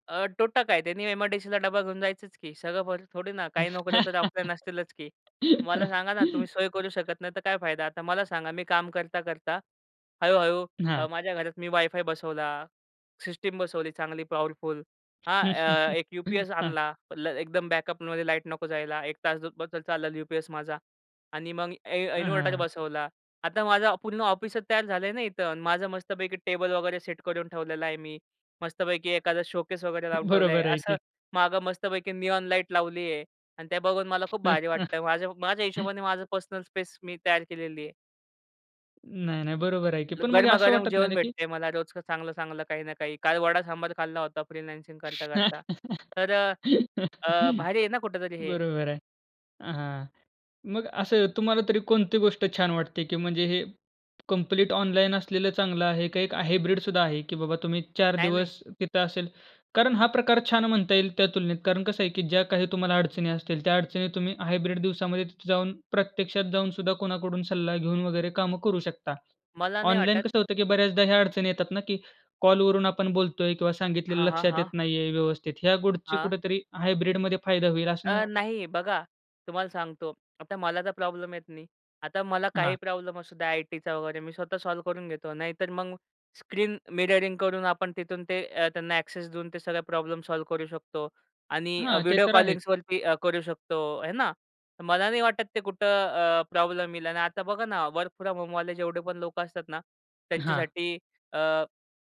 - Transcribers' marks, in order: laugh; other noise; chuckle; in English: "बॅकअपमध्ये"; in English: "स्पेस"; tapping; laugh; in English: "फ्रीलान्सिंग"; in English: "हायब्रिड"; in English: "हायब्रिड"; in English: "हायब्रिड"; in English: "एक्सेस"; in English: "वर्क फ्रॉम होमवाले"
- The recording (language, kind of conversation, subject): Marathi, podcast, भविष्यात कामाचा दिवस मुख्यतः ऑफिसमध्ये असेल की घरातून, तुमच्या अनुभवातून तुम्हाला काय वाटते?